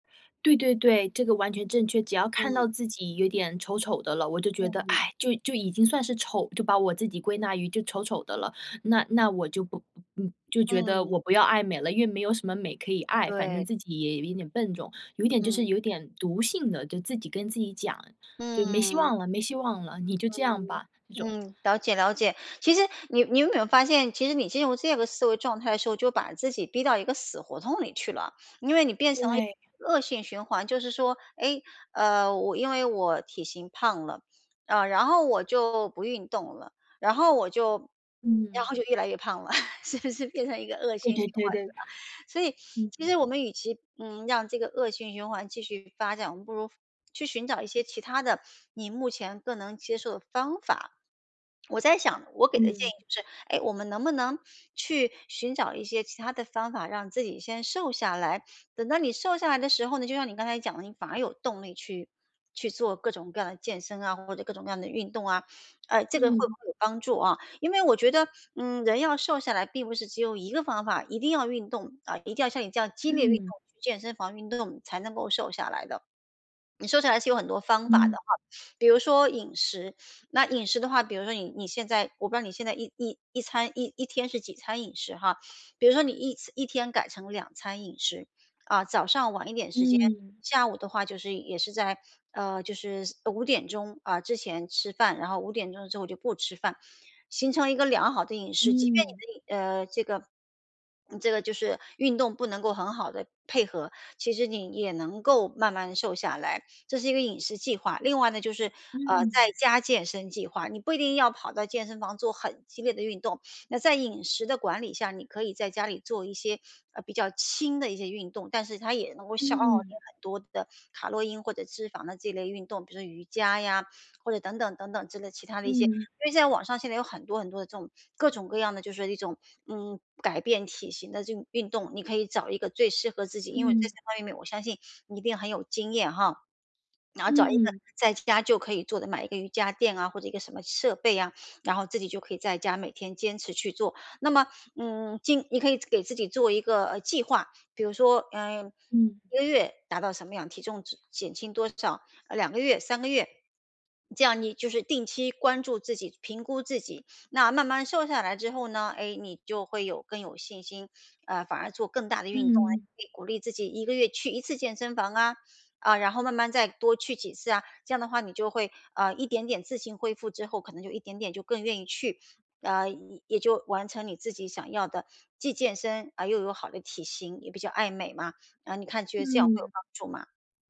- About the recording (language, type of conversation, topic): Chinese, advice, 我该如何克服开始锻炼时的焦虑？
- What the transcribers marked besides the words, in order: laugh; laughing while speaking: "是不是"; sniff